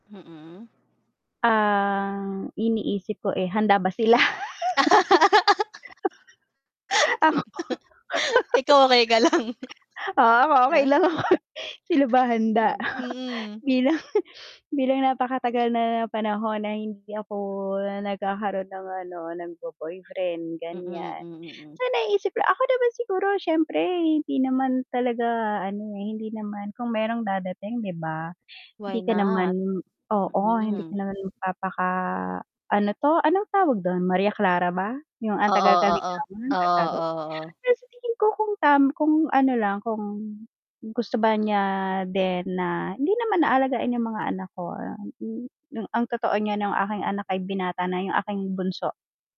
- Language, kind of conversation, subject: Filipino, unstructured, Paano mo malalaman kung handa ka na sa isang seryosong relasyon?
- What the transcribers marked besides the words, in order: drawn out: "Ang"; laugh; laughing while speaking: "Ako, ah, okey lang ako. Sila ba handa bilang"; laugh; laughing while speaking: "Ikaw okey ka lang"; distorted speech; static; unintelligible speech